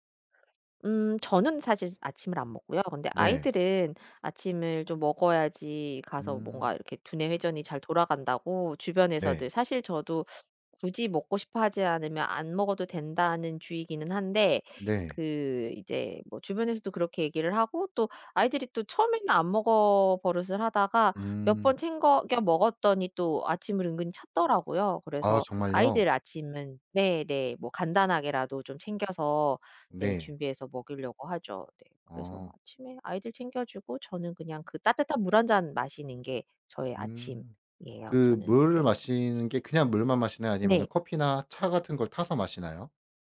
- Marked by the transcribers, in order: other background noise
- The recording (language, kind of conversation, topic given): Korean, podcast, 아침 일과는 보통 어떻게 되세요?